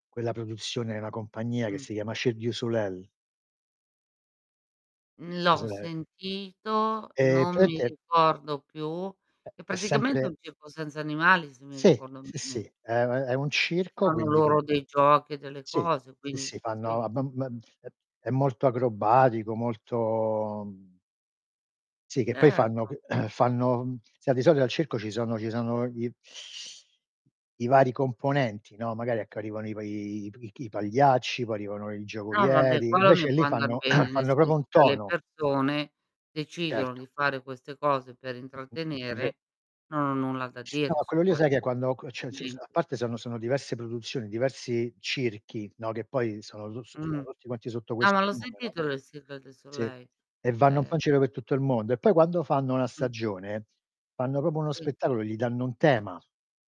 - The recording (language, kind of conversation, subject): Italian, unstructured, Cosa pensi dei circhi con animali?
- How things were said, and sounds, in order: unintelligible speech; other background noise; "praticamente" said as "pramente"; mechanical hum; throat clearing; "arrivano" said as "arivano"; throat clearing; "proprio" said as "popo"; distorted speech; "giro" said as "ciro"; "proprio" said as "popo"